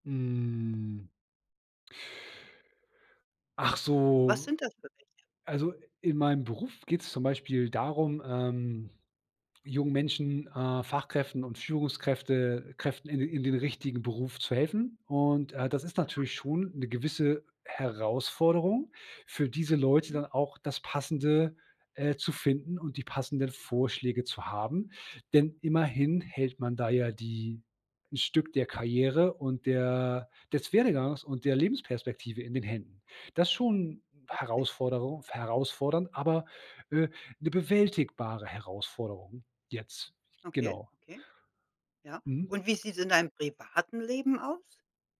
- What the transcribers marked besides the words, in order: drawn out: "Hm"
- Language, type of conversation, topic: German, podcast, Wie motivierst du dich, aus deiner Komfortzone herauszutreten?